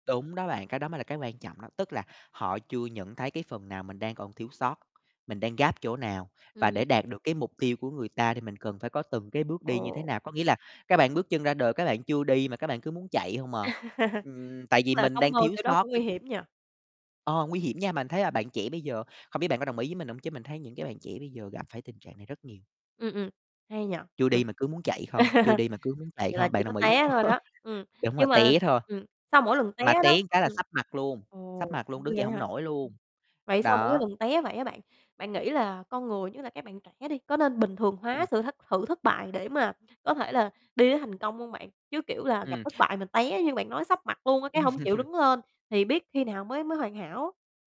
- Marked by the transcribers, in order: tapping; in English: "gap"; distorted speech; chuckle; unintelligible speech; chuckle; chuckle; "sự" said as "hự"; other noise; laughing while speaking: "Ừm"
- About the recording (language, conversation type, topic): Vietnamese, podcast, Bạn làm gì để chấp nhận những phần chưa hoàn hảo của bản thân?